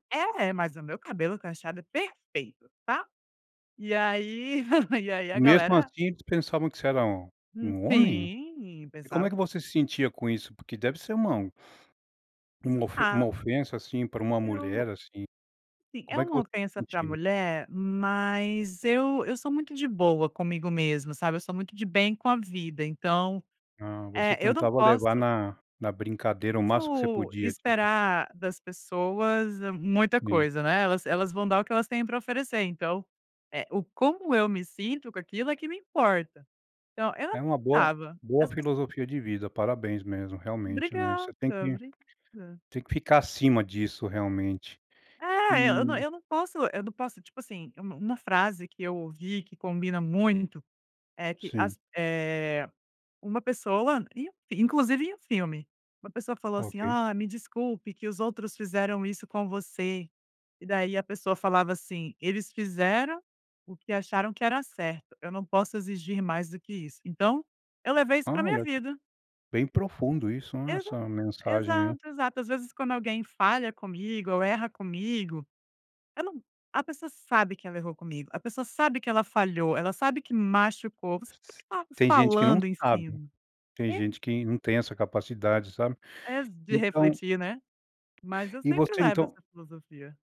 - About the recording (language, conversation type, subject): Portuguese, podcast, Como você lida com piadas ou estereótipos sobre a sua cultura?
- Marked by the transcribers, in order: tapping; laugh; unintelligible speech; unintelligible speech